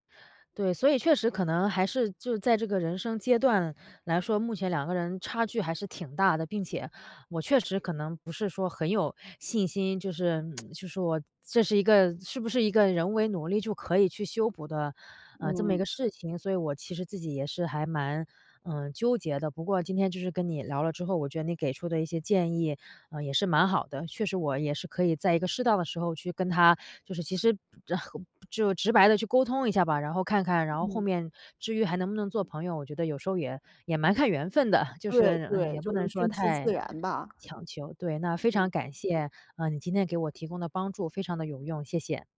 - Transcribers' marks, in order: tsk; other background noise
- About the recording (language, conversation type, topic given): Chinese, advice, 我该如何处理与朋友在价值观或人生阶段上严重不一致的问题？